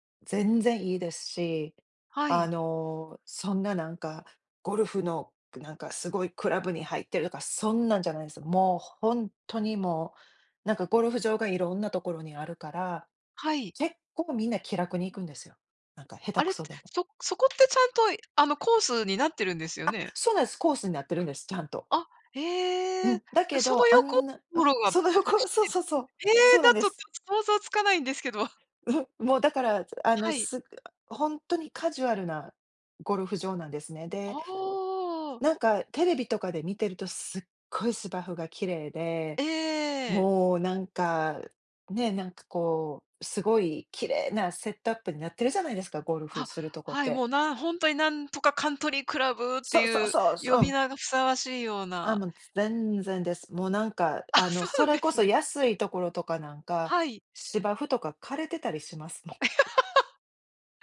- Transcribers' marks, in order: unintelligible speech; laughing while speaking: "あ、そうなんですね"; laugh
- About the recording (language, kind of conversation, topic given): Japanese, unstructured, 休日はアクティブに過ごすのとリラックスして過ごすのと、どちらが好きですか？